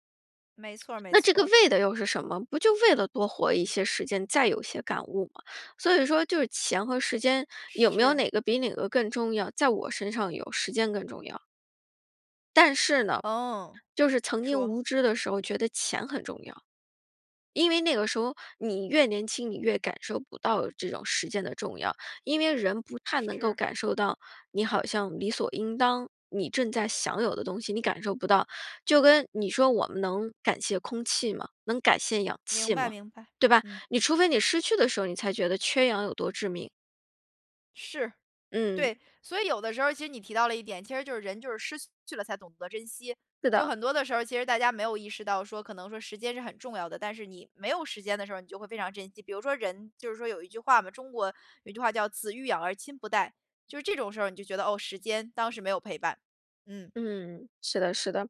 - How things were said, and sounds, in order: stressed: "为"; stressed: "为"
- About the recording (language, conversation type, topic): Chinese, podcast, 钱和时间，哪个对你更重要？